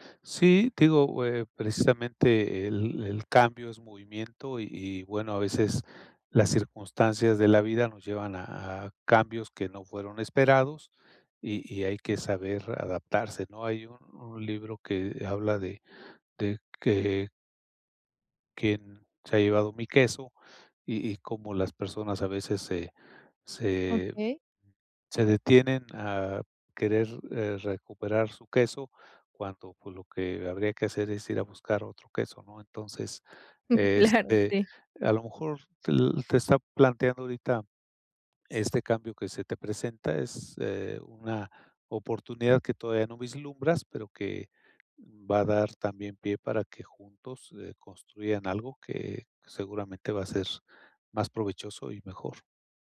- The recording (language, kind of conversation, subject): Spanish, advice, ¿Cómo puedo mantener mi motivación durante un proceso de cambio?
- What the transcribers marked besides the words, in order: other background noise; tapping; laughing while speaking: "Claro"